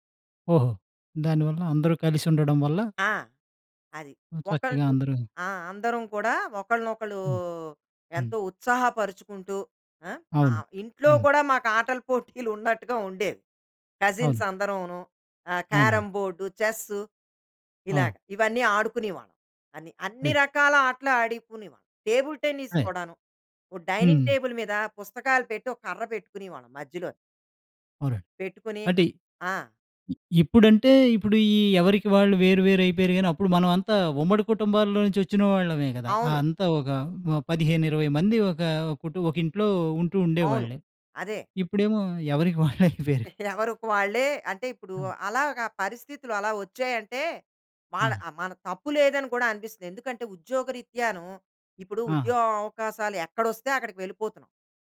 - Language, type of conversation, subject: Telugu, podcast, మీరు గర్వపడే ఒక ఘట్టం గురించి వివరించగలరా?
- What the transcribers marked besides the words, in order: laughing while speaking: "పోటీలు ఉన్నట్టుగా ఉండేవి"; in English: "కజిన్స్"; in English: "టేబుల్ టెన్నిస్"; in English: "డైనింగ్ టేబుల్"; other background noise; laughing while speaking: "వాళ్ళు అయిపోయారు"; giggle